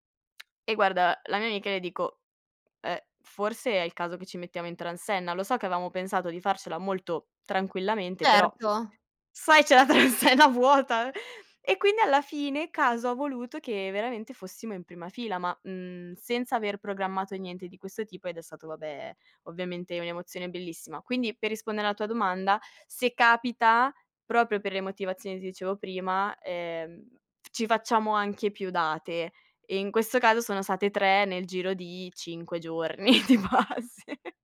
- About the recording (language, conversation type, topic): Italian, podcast, Hai mai fatto un viaggio solo per un concerto?
- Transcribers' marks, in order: laughing while speaking: "c'è la transenna vuota"; tapping; laughing while speaking: "di base"